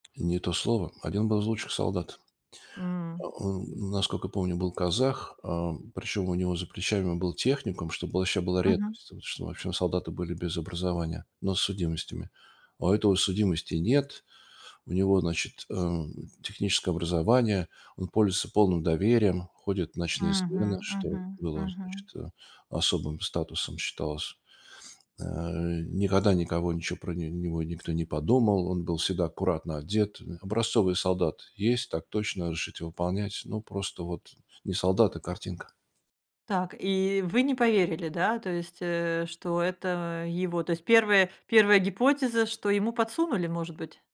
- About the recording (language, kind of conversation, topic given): Russian, podcast, Можешь рассказать о случае, когда ты ошибся, а потом сумел всё изменить к лучшему?
- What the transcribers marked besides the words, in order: tapping